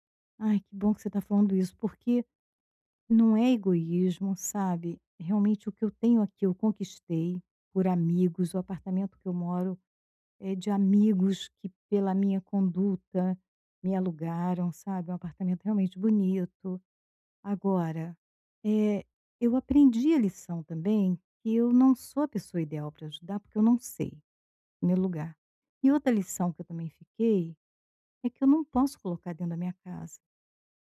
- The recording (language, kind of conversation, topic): Portuguese, advice, Como posso ajudar um amigo com problemas sem assumir a responsabilidade por eles?
- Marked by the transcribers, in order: tapping